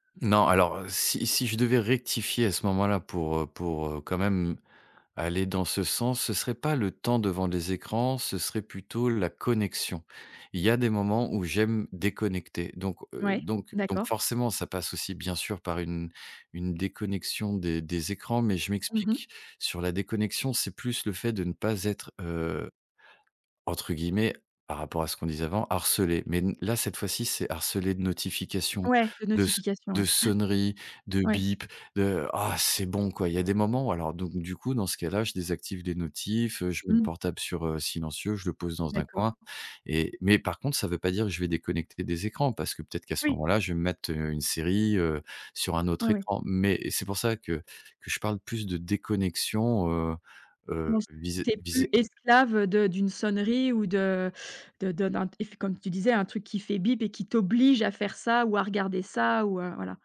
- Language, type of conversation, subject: French, podcast, Comment la technologie change-t-elle tes relations, selon toi ?
- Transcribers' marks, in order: unintelligible speech; stressed: "t'oblige"